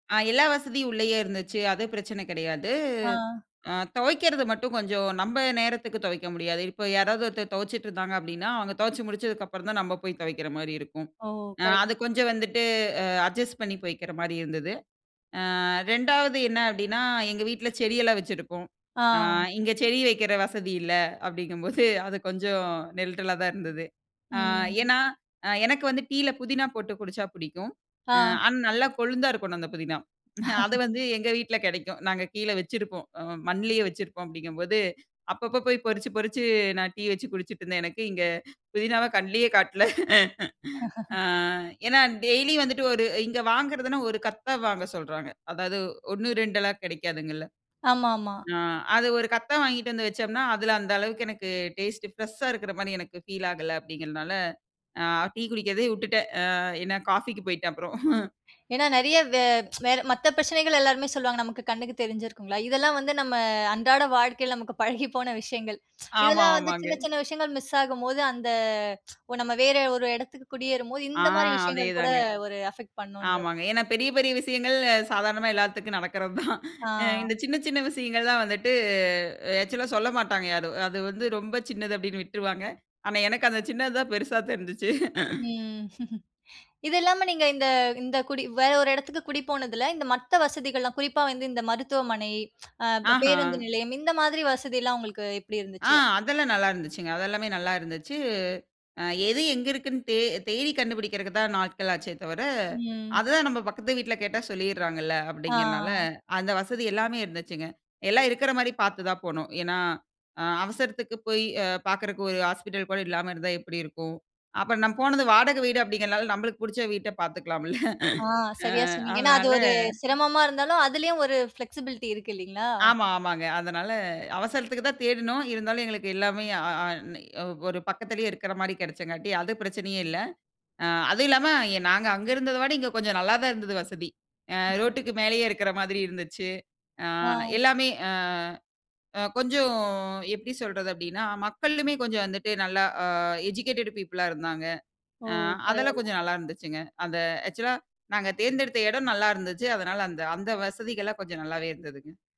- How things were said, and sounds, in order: "நெருடல்லா" said as "நெல்ட்டலா"; laugh; laugh; in English: "டேஸ்ட் ப்ரெஷா"; laugh; other background noise; tsk; tsk; tsk; in English: "அஃபெக்ட்"; laugh; in English: "ஆக்சுவல்லா"; laughing while speaking: "ஆனா எனக்கு அந்த சின்னது தான் பெரிசா தெருஞ்சுச்சு"; laugh; laugh; in English: "ப்ளெக்ஸிபிலிட்டி"; chuckle; in English: "எஜுகேட்டட் பீப்புள்லா"; in English: "ஆக்சுவல்லா"
- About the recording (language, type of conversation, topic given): Tamil, podcast, குடியேறும் போது நீங்கள் முதன்மையாக சந்திக்கும் சவால்கள் என்ன?